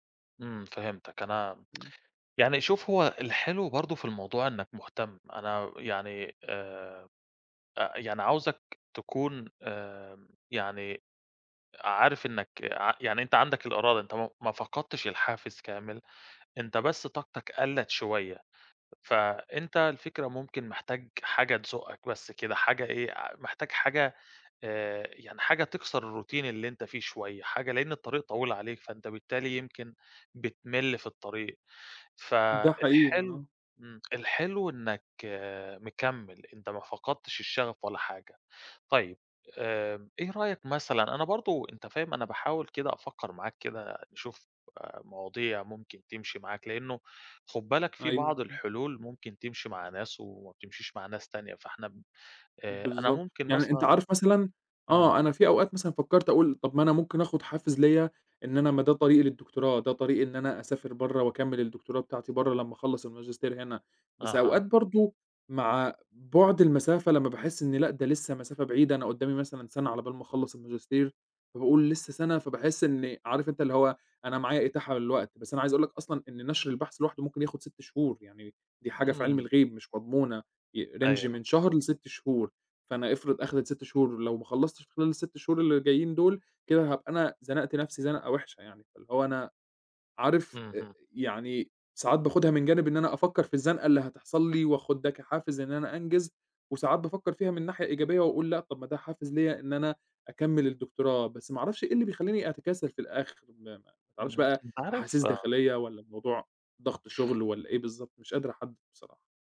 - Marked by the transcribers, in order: in English: "الroutine"; in English: "range"
- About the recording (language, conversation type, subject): Arabic, advice, إزاي حسّيت لما فقدت الحافز وإنت بتسعى ورا هدف مهم؟